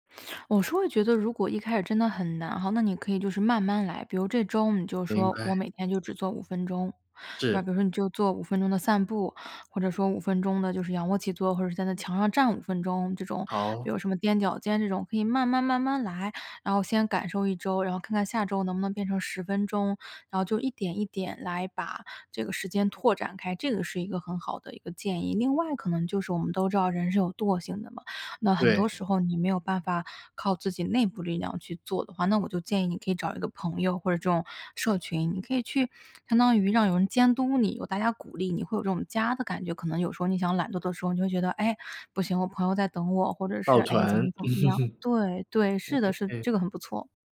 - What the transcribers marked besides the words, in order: other background noise; laugh
- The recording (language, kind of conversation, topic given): Chinese, podcast, 你平常有哪些能让你开心的小爱好？
- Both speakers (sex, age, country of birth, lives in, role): female, 30-34, China, United States, guest; male, 30-34, China, United States, host